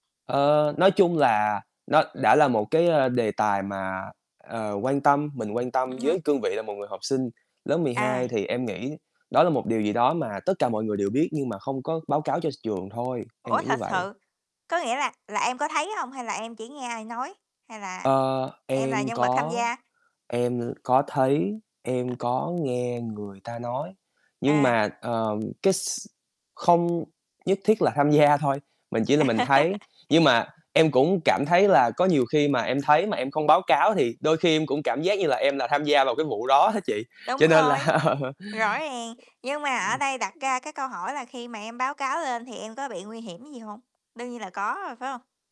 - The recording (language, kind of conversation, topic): Vietnamese, unstructured, Nếu bạn có thể thay đổi một điều ở trường học của mình, bạn sẽ thay đổi điều gì?
- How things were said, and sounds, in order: distorted speech; other background noise; tapping; laugh; laughing while speaking: "á"; laugh